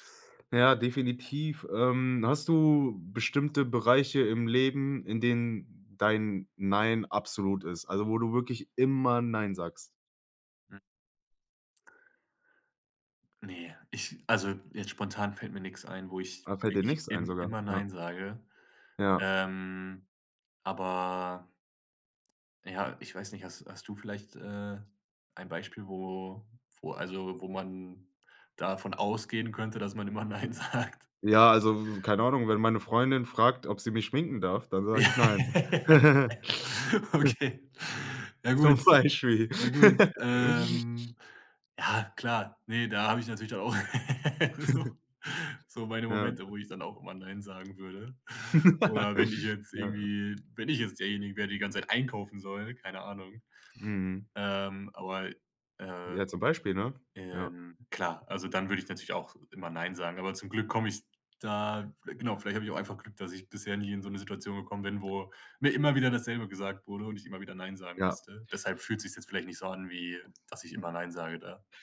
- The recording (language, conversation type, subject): German, podcast, Wann sagst du bewusst nein, und warum?
- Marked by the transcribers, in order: laughing while speaking: "man immer nein sagt?"; laugh; laughing while speaking: "Okay"; laugh; laughing while speaking: "Zum Beispiel"; laugh; laughing while speaking: "so"; laugh; chuckle; laugh; other background noise